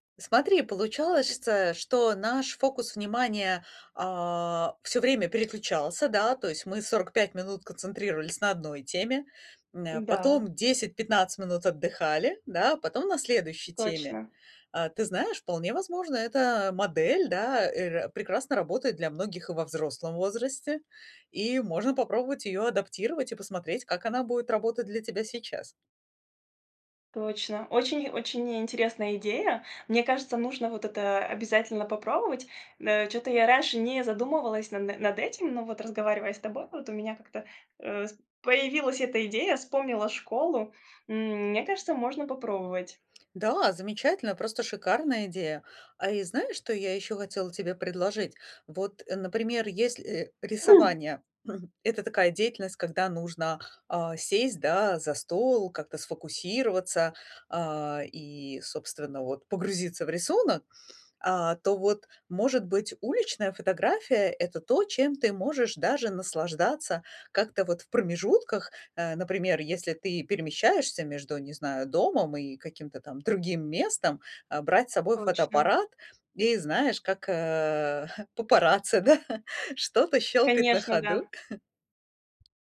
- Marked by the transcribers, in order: other noise; throat clearing; chuckle; tapping
- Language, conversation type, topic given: Russian, advice, Как найти время для хобби при очень плотном рабочем графике?